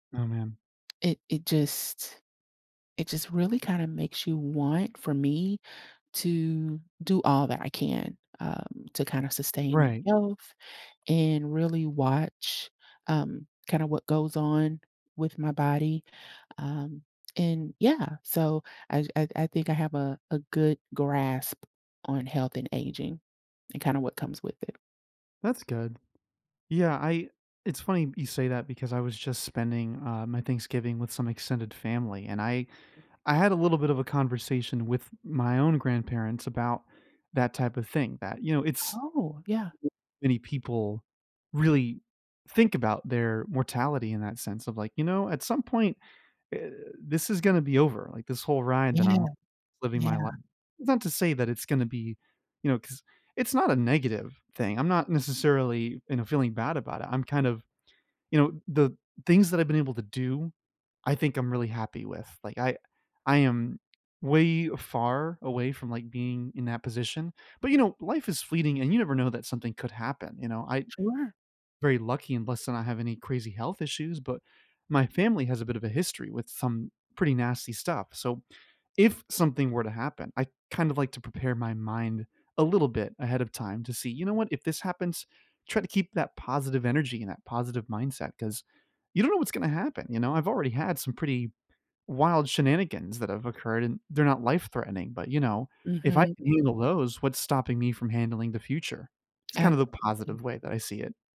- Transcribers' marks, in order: tapping; other background noise
- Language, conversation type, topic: English, unstructured, How should I approach conversations about my aging and health changes?